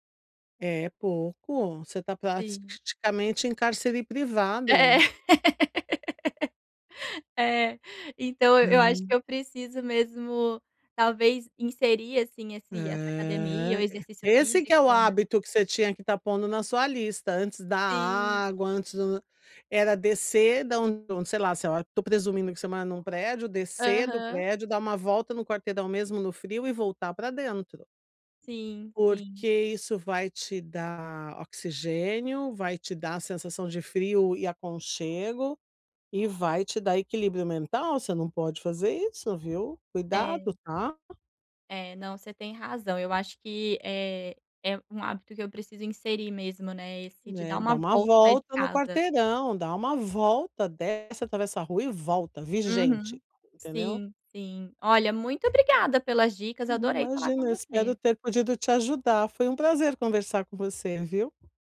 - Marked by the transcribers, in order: laughing while speaking: "É é"; laugh; tapping; drawn out: "Aham"
- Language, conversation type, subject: Portuguese, advice, Como posso manter a consistência ao criar novos hábitos?